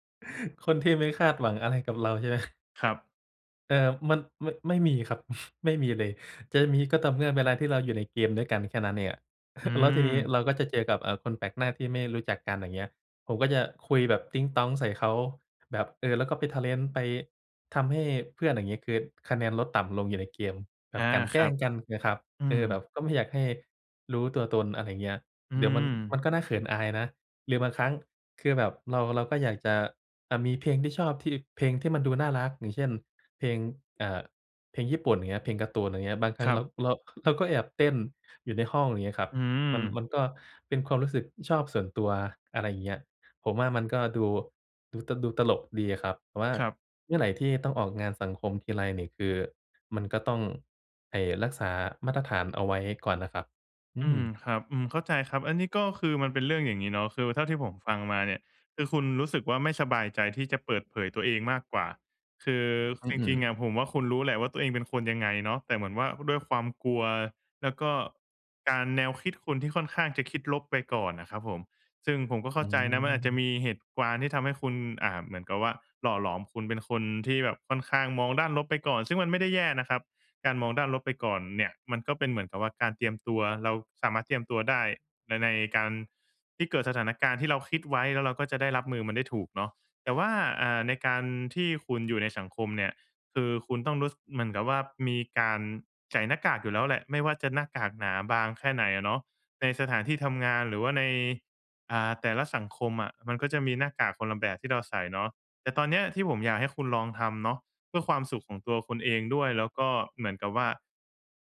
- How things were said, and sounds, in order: laughing while speaking: "ไหม ?"; chuckle; chuckle; "เหตุการณ์" said as "เหตุกวาน"
- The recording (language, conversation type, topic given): Thai, advice, ฉันจะรักษาความเป็นตัวของตัวเองท่ามกลางความคาดหวังจากสังคมและครอบครัวได้อย่างไรเมื่อรู้สึกสับสน?